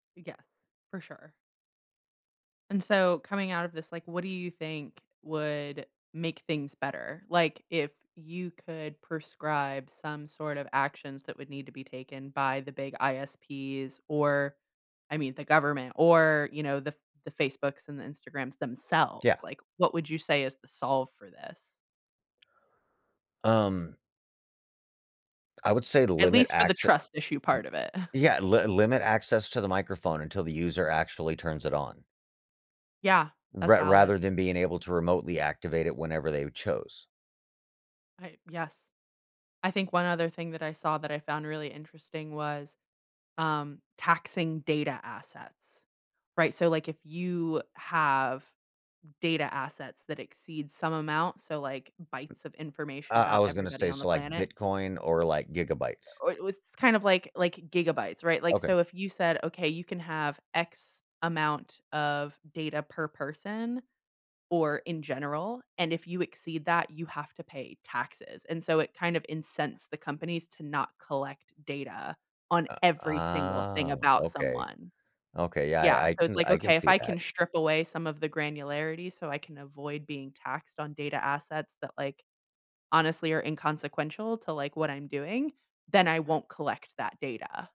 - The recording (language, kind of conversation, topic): English, unstructured, How do you decide what personal information to share with technology companies?
- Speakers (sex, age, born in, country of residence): female, 25-29, United States, United States; male, 40-44, United States, United States
- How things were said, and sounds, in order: stressed: "themselves"; scoff; stressed: "every"; drawn out: "ah"